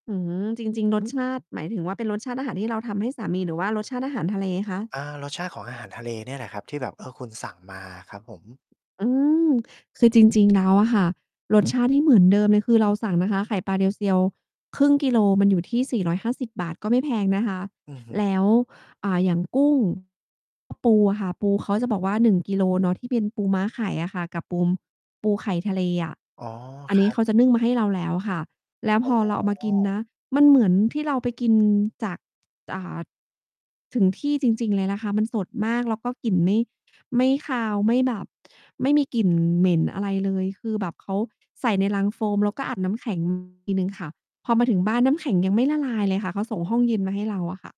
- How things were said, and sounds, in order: distorted speech; tapping; static; other background noise
- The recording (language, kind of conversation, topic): Thai, podcast, คุณมีวิธีเก็บเกี่ยวความสุขในวันธรรมดาๆ ที่ใช้เป็นประจำไหม?